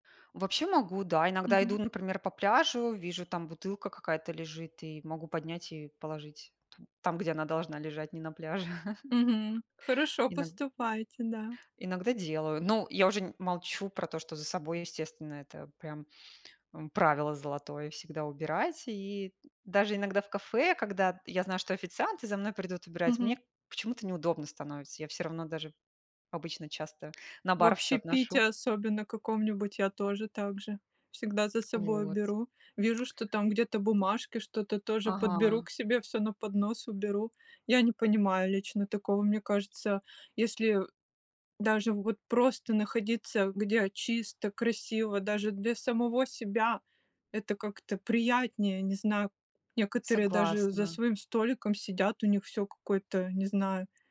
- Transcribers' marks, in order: laugh; other background noise; tapping; tsk
- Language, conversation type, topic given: Russian, unstructured, Почему люди не убирают за собой в общественных местах?